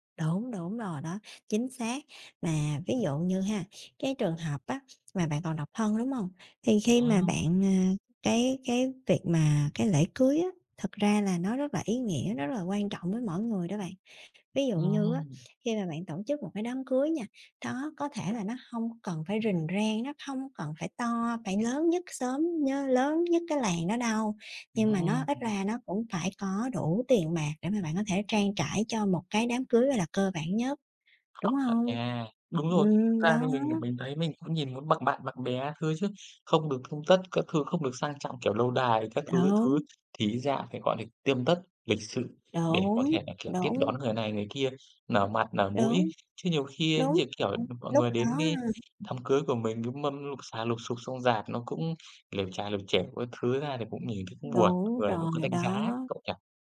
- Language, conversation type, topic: Vietnamese, unstructured, Tiền bạc ảnh hưởng như thế nào đến hạnh phúc hằng ngày của bạn?
- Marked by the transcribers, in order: other background noise; tapping; "chởm" said as "chểm"; unintelligible speech